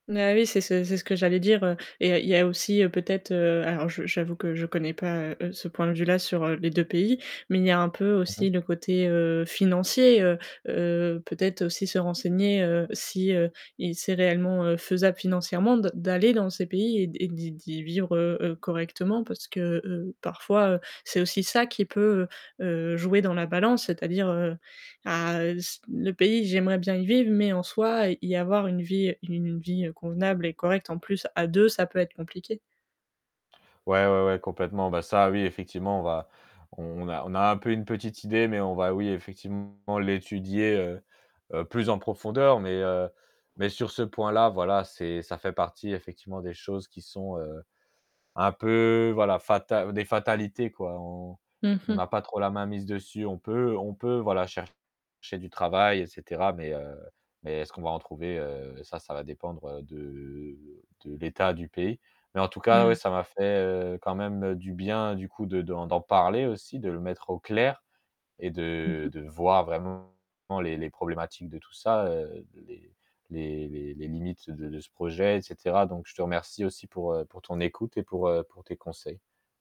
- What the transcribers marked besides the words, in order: distorted speech; static; tapping; stressed: "clair"
- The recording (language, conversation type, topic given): French, advice, Comment gérer des désaccords sur les projets de vie (enfants, déménagement, carrière) ?